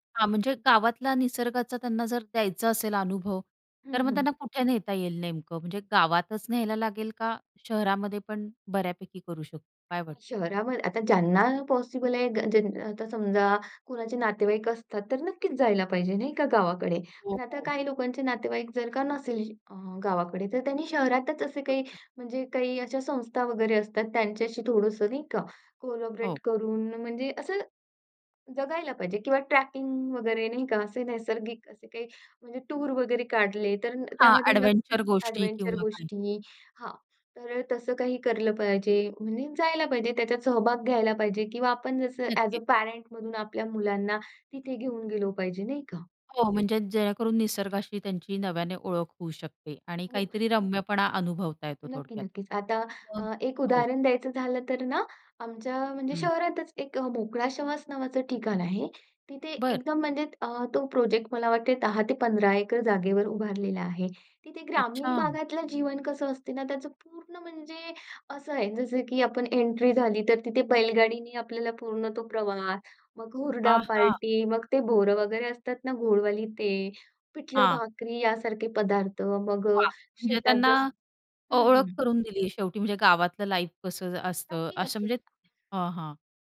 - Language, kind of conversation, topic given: Marathi, podcast, तुमच्या लहानपणातील निसर्गाशी जोडलेल्या कोणत्या आठवणी तुम्हाला आजही आठवतात?
- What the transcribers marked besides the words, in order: other background noise; in English: "कोलॅबोरेट"; "केलं" said as "करलं"; in English: "लाईफ"; tapping